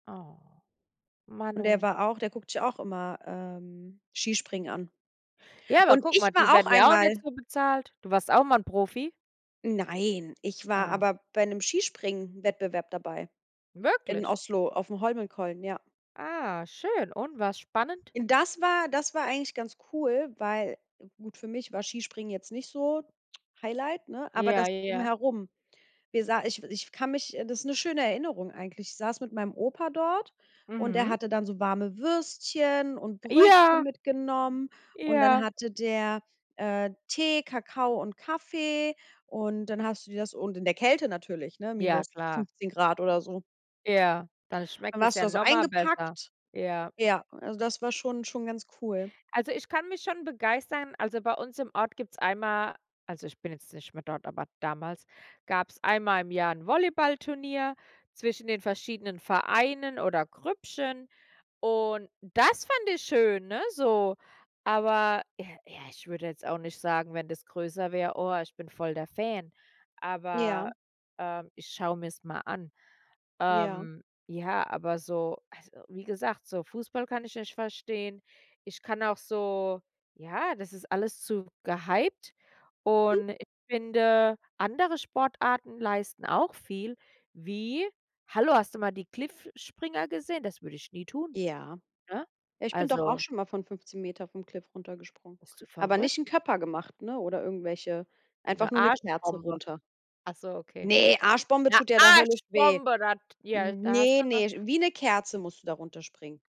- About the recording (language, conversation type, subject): German, unstructured, Ist es gerecht, dass Profisportler so hohe Gehälter bekommen?
- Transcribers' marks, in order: stressed: "ich"; stressed: "Nein"; surprised: "Wirklich?"; drawn out: "Und"; stressed: "das"; snort; stressed: "'Ne"; stressed: "Arschbombe"; stressed: "Arschbombe"